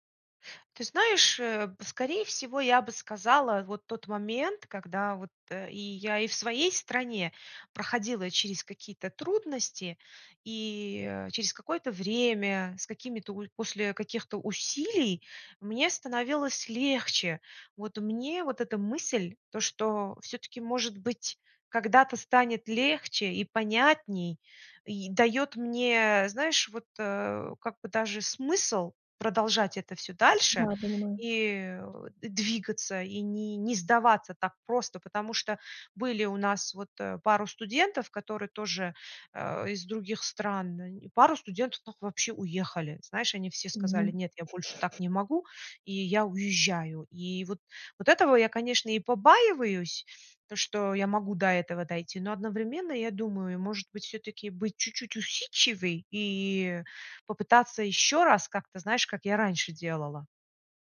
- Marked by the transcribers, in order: stressed: "двигаться"; tapping; other background noise
- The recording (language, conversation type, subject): Russian, advice, Как быстрее привыкнуть к новым нормам поведения после переезда в другую страну?